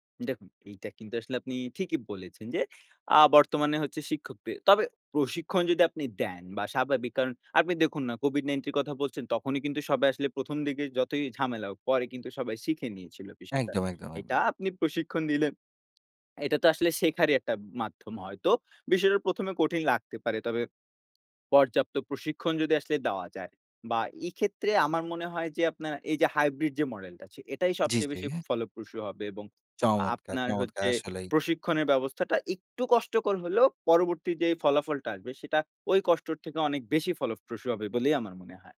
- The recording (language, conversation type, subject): Bengali, podcast, আপনার কি মনে হয়, ভবিষ্যতে অনলাইন শিক্ষা কি প্রথাগত শ্রেণিকক্ষভিত্তিক শিক্ষাকে প্রতিস্থাপন করবে?
- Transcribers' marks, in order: none